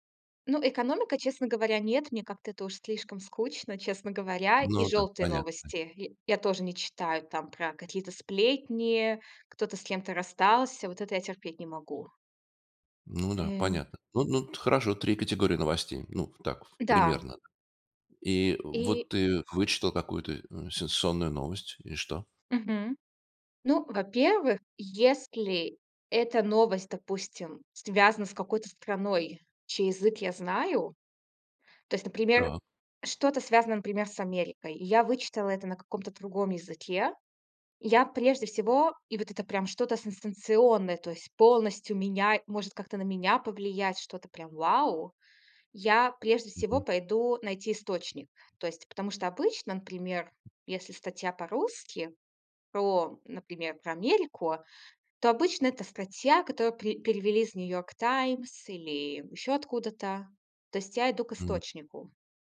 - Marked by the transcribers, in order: other background noise; tapping
- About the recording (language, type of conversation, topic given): Russian, podcast, Как ты проверяешь новости в интернете и где ищешь правду?